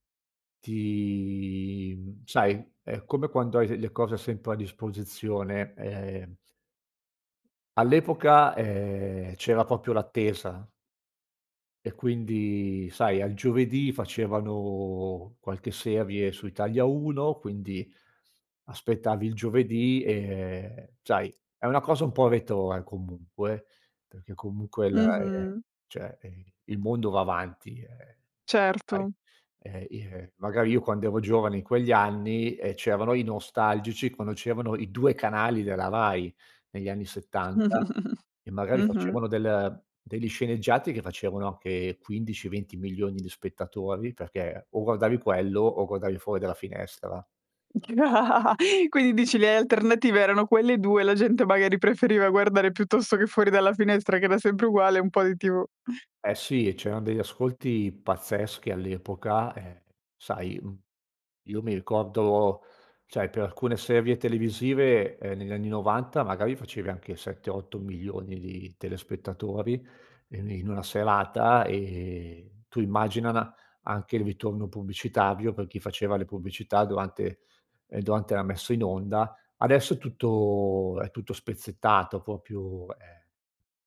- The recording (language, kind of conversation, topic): Italian, podcast, In che modo la nostalgia influisce su ciò che guardiamo, secondo te?
- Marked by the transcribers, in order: "proprio" said as "propio"; "cioè" said as "ceh"; chuckle; laugh; chuckle; "immagina" said as "immaginanà"; "proprio" said as "propio"